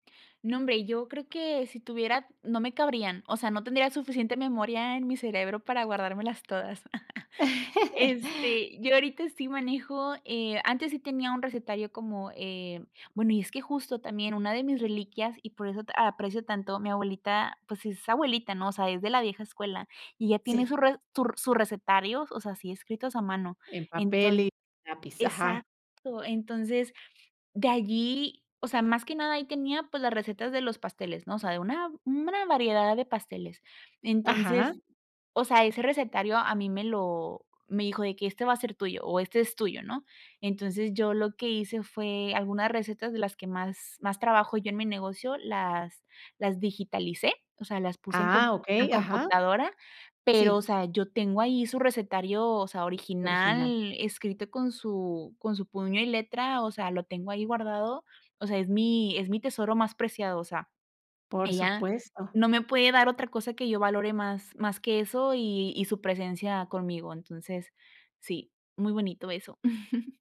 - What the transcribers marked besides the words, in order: laugh; chuckle; chuckle
- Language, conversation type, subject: Spanish, podcast, ¿Qué importancia tienen para ti las recetas de tu abuela?